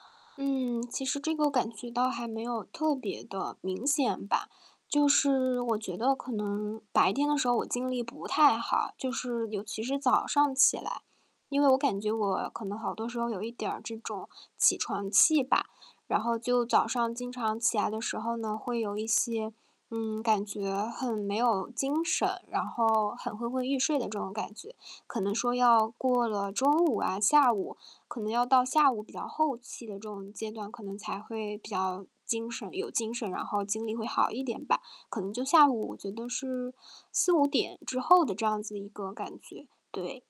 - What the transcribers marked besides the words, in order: distorted speech
- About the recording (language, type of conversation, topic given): Chinese, advice, 我该如何从小处着手，通过小改变来克服拖延习惯？